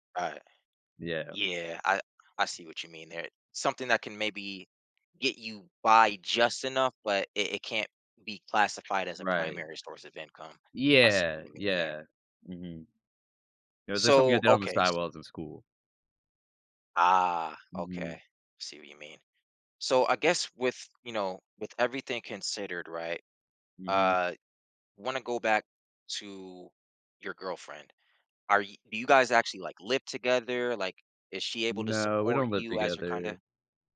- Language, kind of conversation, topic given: English, advice, How can I cope with future uncertainty?
- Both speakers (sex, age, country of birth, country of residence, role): male, 25-29, United States, United States, user; male, 30-34, United States, United States, advisor
- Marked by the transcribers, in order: none